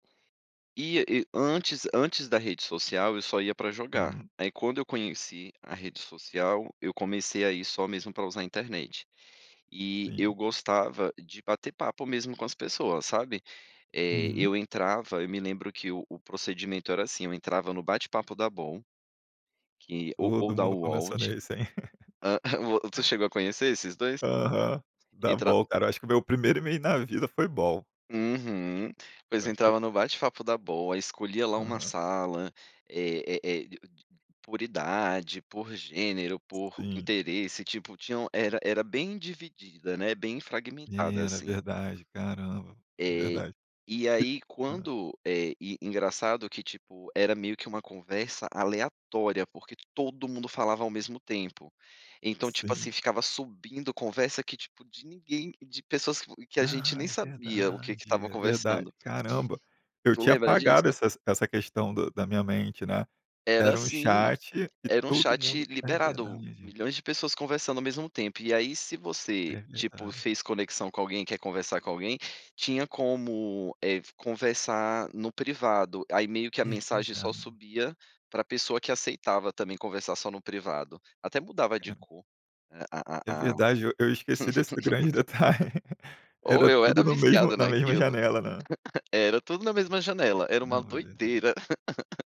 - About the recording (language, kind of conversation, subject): Portuguese, podcast, Como você gerencia o tempo nas redes sociais?
- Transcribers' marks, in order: chuckle; tapping; chuckle; laughing while speaking: "detalhe"; chuckle; chuckle